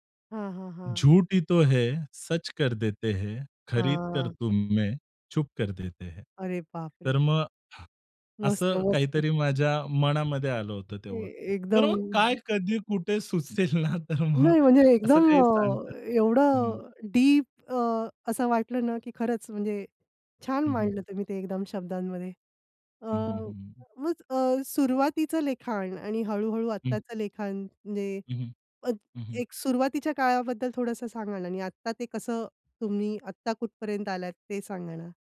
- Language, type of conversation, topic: Marathi, podcast, तुझा आवडता छंद कसा सुरू झाला, सांगशील का?
- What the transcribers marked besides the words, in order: in Hindi: "झूठ ही तो है सच … कर देते है"; drawn out: "हां"; surprised: "अरे बापरे!"; other noise; laughing while speaking: "सुचेल ना तर मग"; other background noise